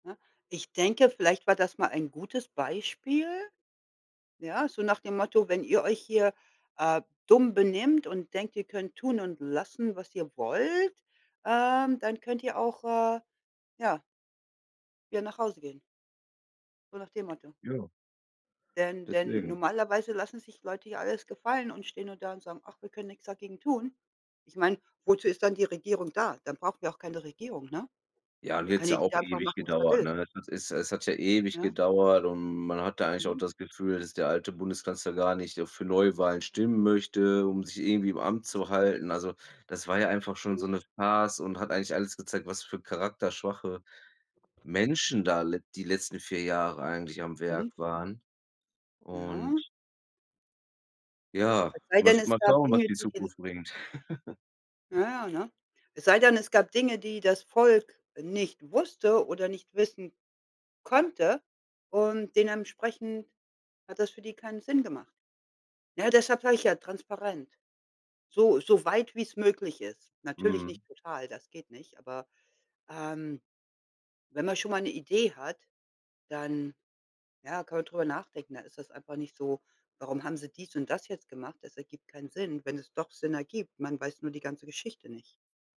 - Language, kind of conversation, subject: German, unstructured, Was macht eine gute Regierung aus?
- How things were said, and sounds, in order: other background noise; giggle